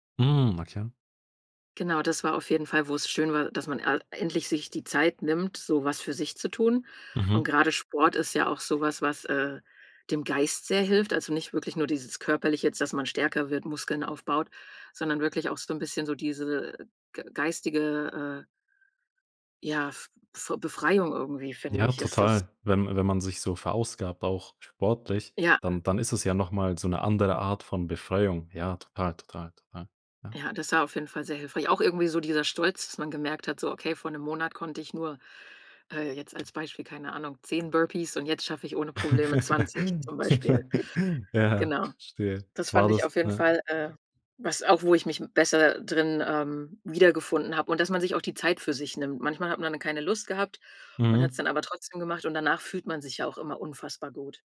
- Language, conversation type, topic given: German, podcast, Wie kannst du dich selbst besser kennenlernen?
- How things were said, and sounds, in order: tapping; other background noise; laugh; laughing while speaking: "Ja"